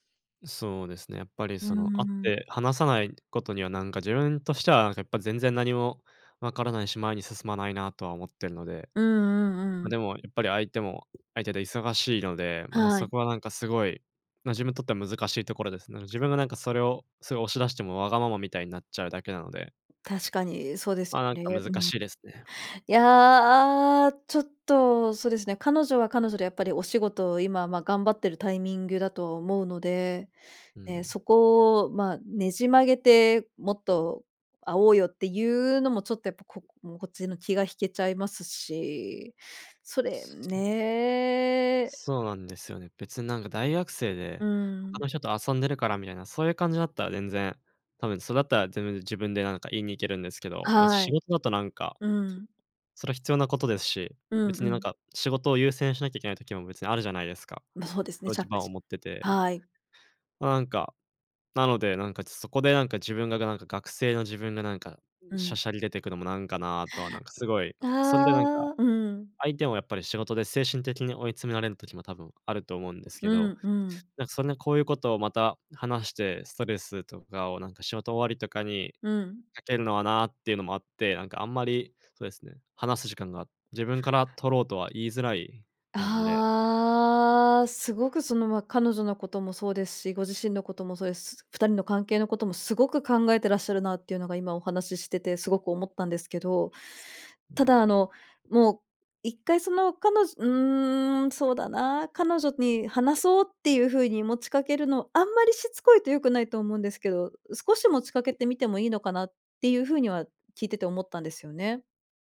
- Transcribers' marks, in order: tapping; other background noise; drawn out: "いや"; drawn out: "ね"; unintelligible speech; drawn out: "ああ"
- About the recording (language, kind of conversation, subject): Japanese, advice, パートナーとの関係の変化によって先行きが不安になったとき、どのように感じていますか？